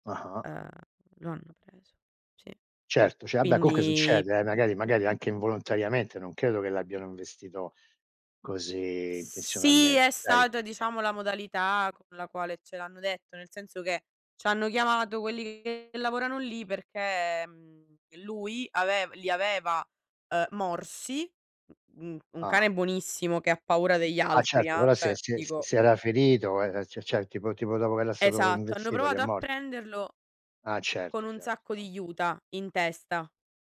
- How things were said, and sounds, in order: "cioè" said as "ceh"; "cioè" said as "ceh"
- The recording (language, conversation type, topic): Italian, unstructured, Qual è l’esperienza più felice che hai avuto con gli animali?